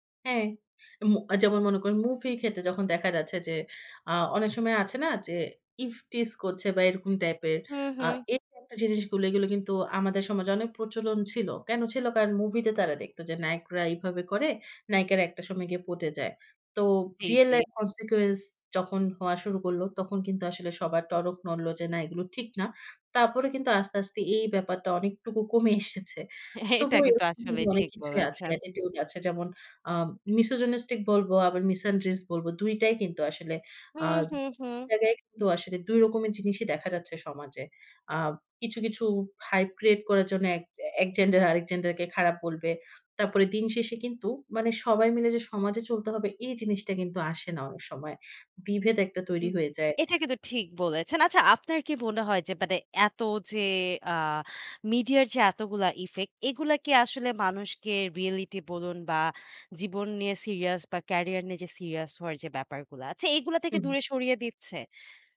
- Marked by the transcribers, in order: in English: "real life consequence"; scoff; in English: "Attitude"; in English: "misogynistic"; in English: "misandrics"; tapping
- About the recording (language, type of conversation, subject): Bengali, podcast, মিডিয়া তরুণদের মানসিকতা ও আচরণে কী ধরনের প্রভাব ফেলে বলে আপনার মনে হয়?